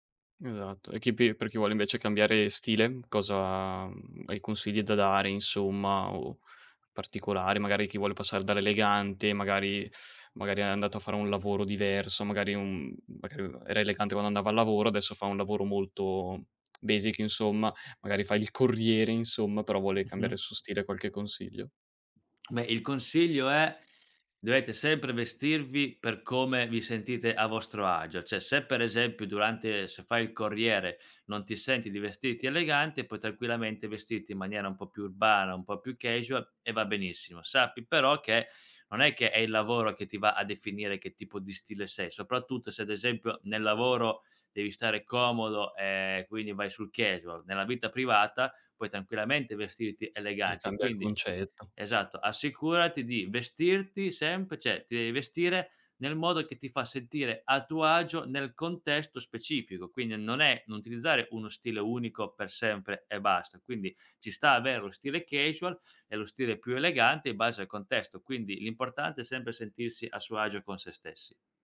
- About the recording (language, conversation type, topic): Italian, podcast, Come è cambiato il tuo stile nel tempo?
- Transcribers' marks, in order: in English: "basic"; "Cioè" said as "ceh"; "cioè" said as "ceh"